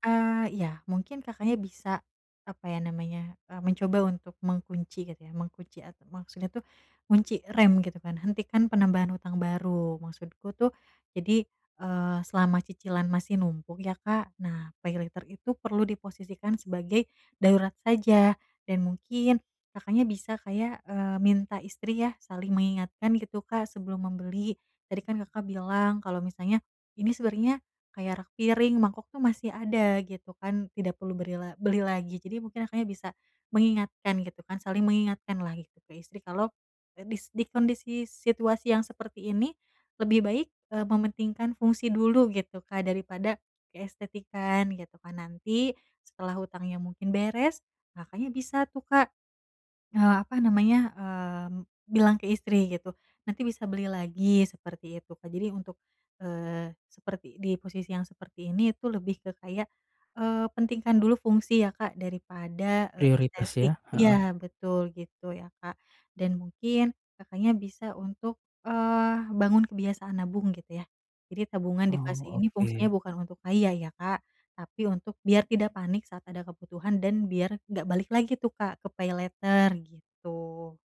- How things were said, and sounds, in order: none
- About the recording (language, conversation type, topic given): Indonesian, advice, Bagaimana cara membuat anggaran yang membantu mengurangi utang?